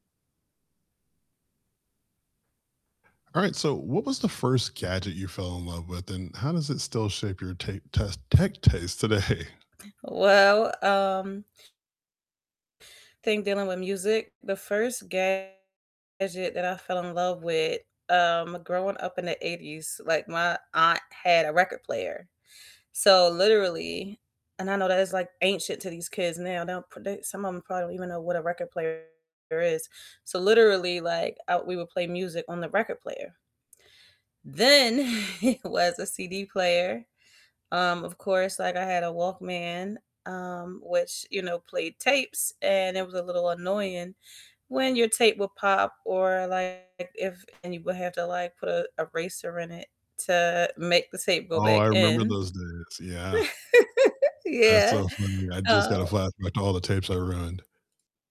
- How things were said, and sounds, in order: laughing while speaking: "today?"; distorted speech; stressed: "Then"; laughing while speaking: "it"; laugh; tapping
- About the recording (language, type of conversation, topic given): English, unstructured, What was the first gadget you fell in love with, and how does it still shape your tech tastes today?